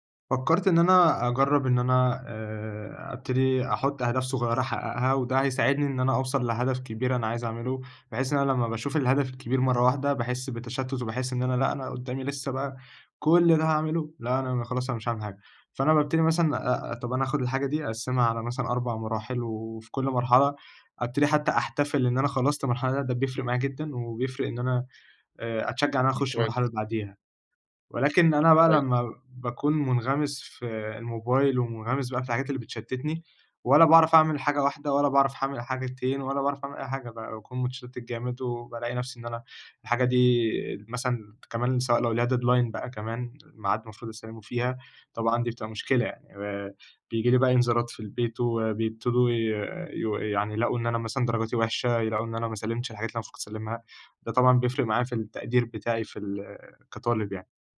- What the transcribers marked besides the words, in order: in English: "deadline"
- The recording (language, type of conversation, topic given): Arabic, advice, إزاي أتعامل مع التشتت وقلة التركيز وأنا بشتغل أو بذاكر؟